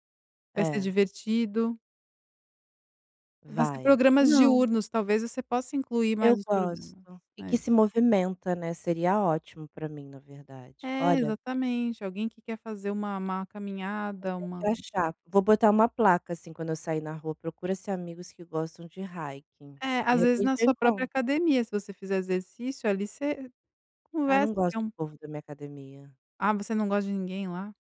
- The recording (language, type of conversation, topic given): Portuguese, advice, Como posso reduzir meus gastos sem perder qualidade de vida?
- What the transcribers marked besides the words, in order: in English: "hiking"